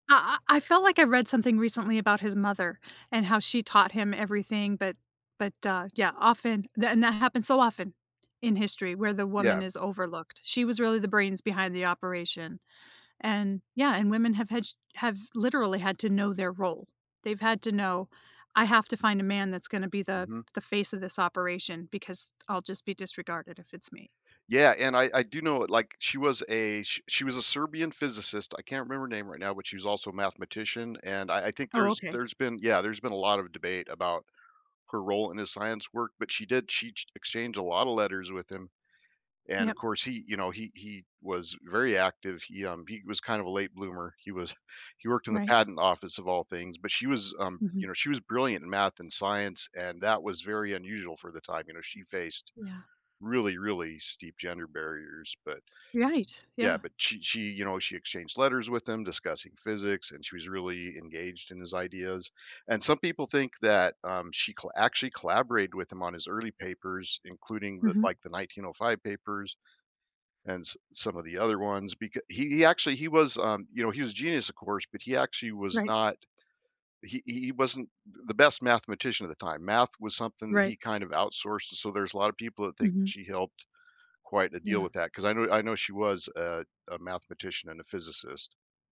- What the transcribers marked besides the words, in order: tapping; other background noise; chuckle
- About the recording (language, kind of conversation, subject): English, unstructured, How has history shown unfair treatment's impact on groups?